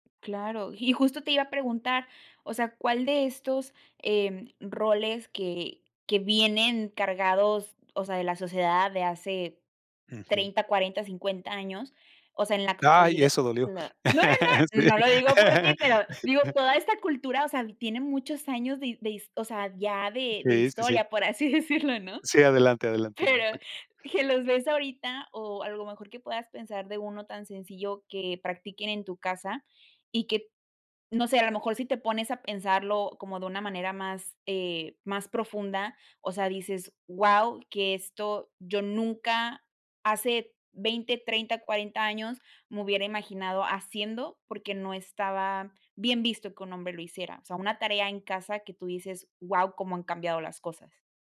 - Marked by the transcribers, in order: laughing while speaking: "Sí"; chuckle
- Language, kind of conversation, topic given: Spanish, podcast, ¿Qué se espera de los roles de género en casa?